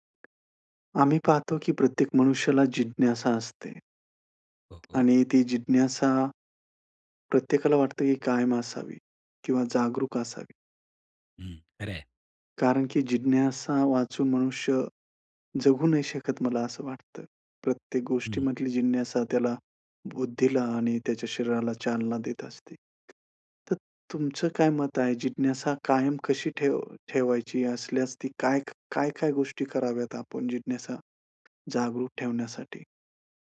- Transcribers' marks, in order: tapping; other background noise
- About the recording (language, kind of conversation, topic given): Marathi, podcast, तुमची जिज्ञासा कायम जागृत कशी ठेवता?